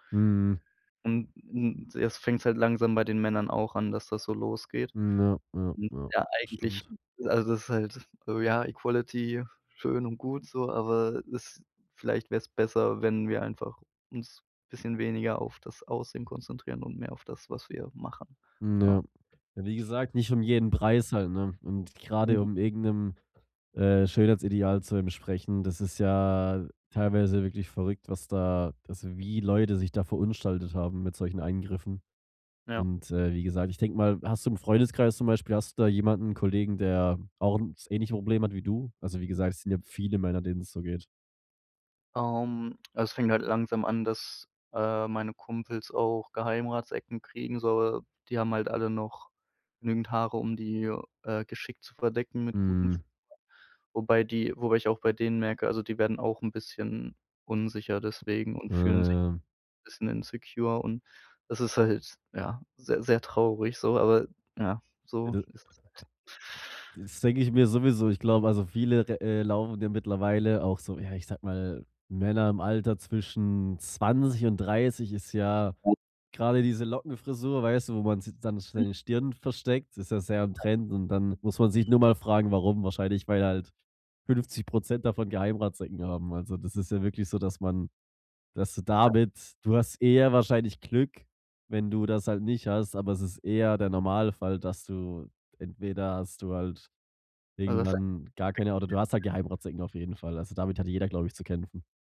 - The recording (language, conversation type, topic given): German, podcast, Was war dein mutigster Stilwechsel und warum?
- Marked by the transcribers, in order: in English: "Equality"; unintelligible speech; in English: "insecure"; other background noise; unintelligible speech; unintelligible speech